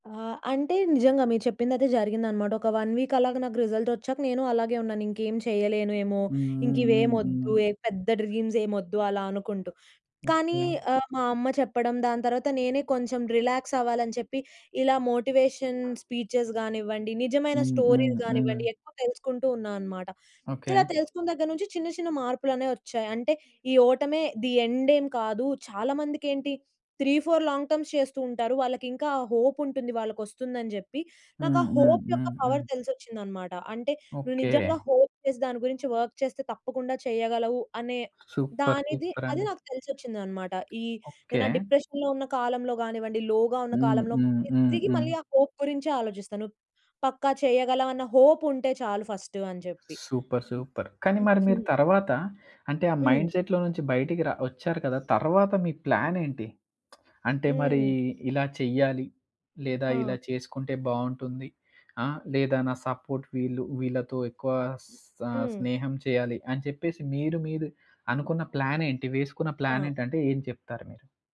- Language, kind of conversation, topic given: Telugu, podcast, మీరు ఒక పెద్ద ఓటమి తర్వాత మళ్లీ ఎలా నిలబడతారు?
- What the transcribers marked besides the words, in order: in English: "వన్ వీక్"; in English: "రిజల్ట్"; other background noise; in English: "డ్రీమ్స్"; tapping; in English: "రిలాక్స్"; in English: "మోటివేషన్ స్పీచెస్"; in English: "స్టోరీస్"; in English: "ది ఎండ్"; in English: "త్రీ ఫోర్ లాంగ్ టర్మ్స్"; in English: "హోప్"; in English: "హోప్"; in English: "పవర్"; in English: "హోప్"; in English: "వర్క్"; in English: "సూపర్"; in English: "డిప్రెషన్‌లో"; in English: "లోగా"; in English: "హోప్"; in English: "హోప్"; in English: "సూపర్, సూపర్"; in English: "ఫస్ట్"; giggle; in English: "మైండ్‌సెట్‌లో"; lip smack; in English: "సపోర్ట్"